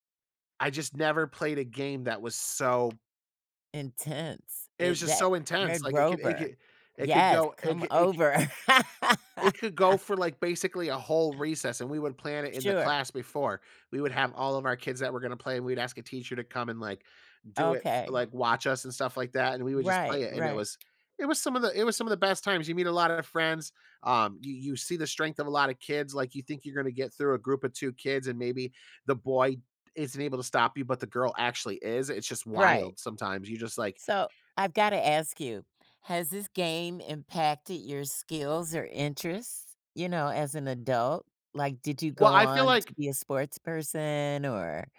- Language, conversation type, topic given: English, podcast, How did childhood games shape who you are today?
- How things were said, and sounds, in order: tapping; other background noise; laugh